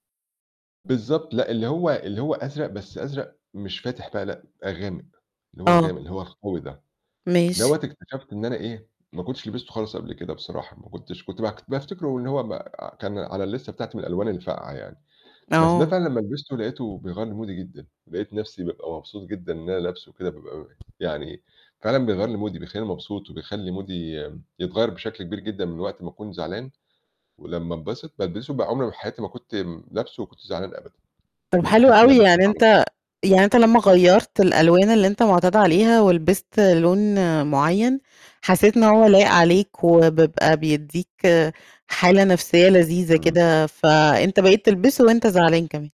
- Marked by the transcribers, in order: in English: "الليستة"; in English: "مودي"; other background noise; in English: "مودي"; in English: "مودي"; distorted speech
- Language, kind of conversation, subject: Arabic, podcast, إزاي بتختار لبسك لما بتكون زعلان؟